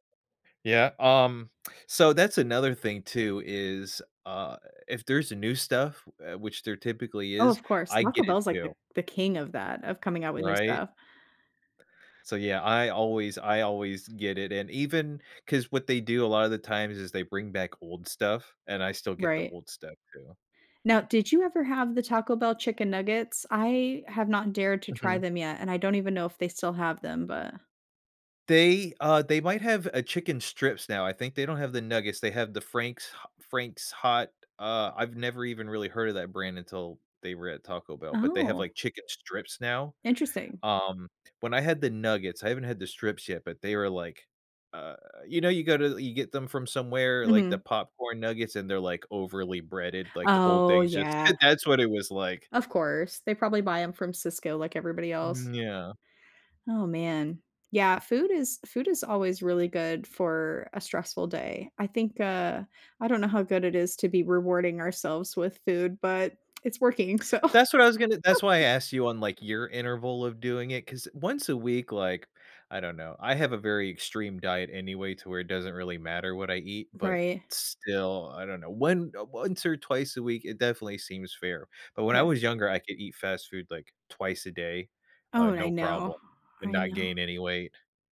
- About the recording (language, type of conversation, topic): English, unstructured, What small rituals can I use to reset after a stressful day?
- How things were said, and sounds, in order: other background noise; lip smack; tapping; lip smack; laughing while speaking: "so"; laugh